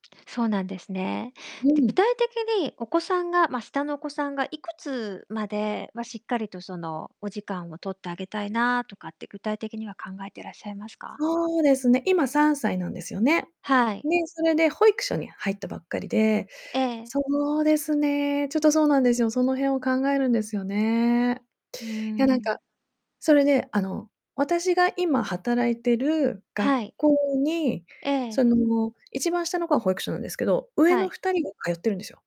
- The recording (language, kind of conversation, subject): Japanese, advice, 転職するべきか今の職場に残るべきか、今どんなことで悩んでいますか？
- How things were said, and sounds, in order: other background noise; distorted speech